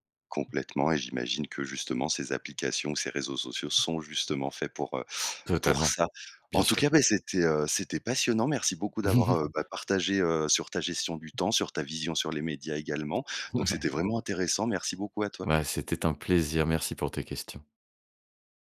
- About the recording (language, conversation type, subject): French, podcast, Comment gères-tu concrètement ton temps d’écran ?
- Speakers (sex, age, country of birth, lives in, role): male, 30-34, France, France, host; male, 45-49, France, France, guest
- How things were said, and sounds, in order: chuckle; other background noise; laughing while speaking: "Ouais, ouais"